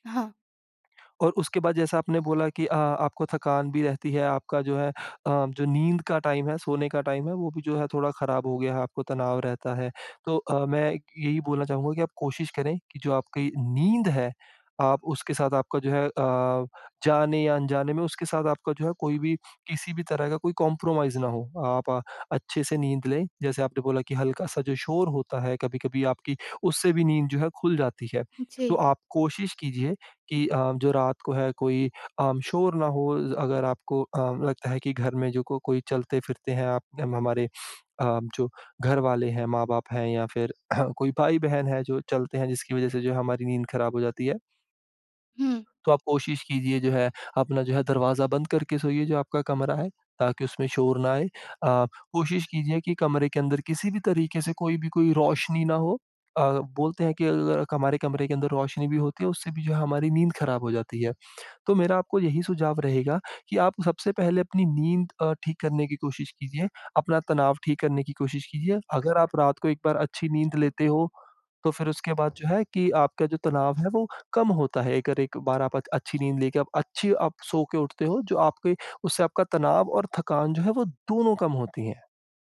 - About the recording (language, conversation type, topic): Hindi, advice, क्या दिन में थकान कम करने के लिए थोड़ी देर की झपकी लेना मददगार होगा?
- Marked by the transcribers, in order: in English: "टाइम"; in English: "टाइम"; in English: "कंप्रोमाइज़"; throat clearing